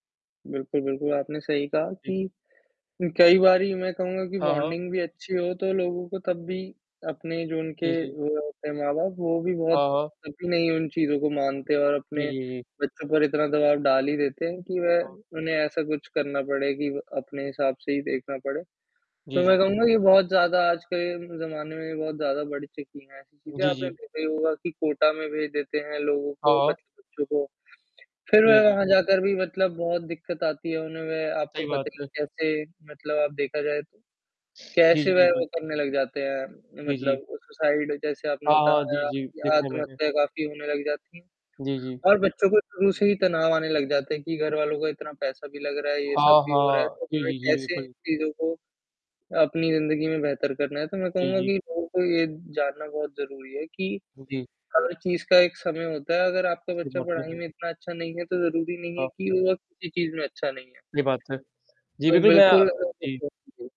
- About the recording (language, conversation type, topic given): Hindi, unstructured, क्या पढ़ाई को लेकर माता-पिता का दबाव सही होता है?
- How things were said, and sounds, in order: static; in English: "बॉन्डिंग"; distorted speech; other background noise; in English: "सुसाइड"; unintelligible speech